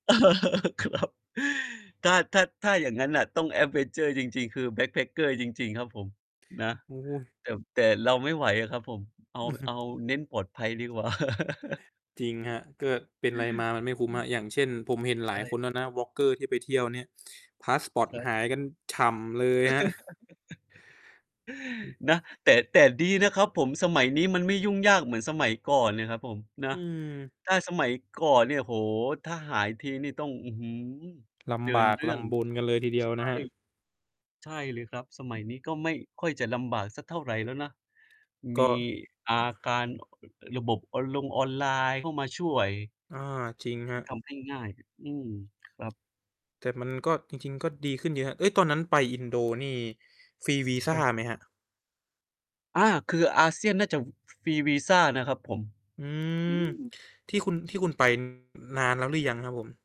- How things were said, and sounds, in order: laugh; laughing while speaking: "ครับ"; in English: "แอดเวนเชอร์"; in English: "Backpacker"; distorted speech; tapping; chuckle; other background noise; chuckle; static; other noise
- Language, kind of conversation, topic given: Thai, unstructured, สถานที่ไหนที่ทำให้คุณประทับใจมากที่สุด?